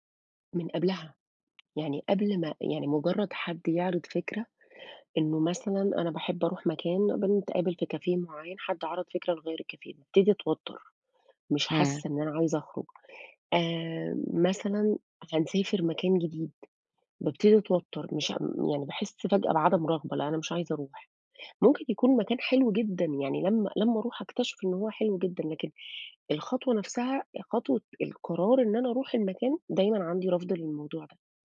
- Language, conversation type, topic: Arabic, advice, إزاي أتعامل مع قلقي لما بفكر أستكشف أماكن جديدة؟
- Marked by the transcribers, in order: tsk; in English: "cafe"; in English: "الcafe"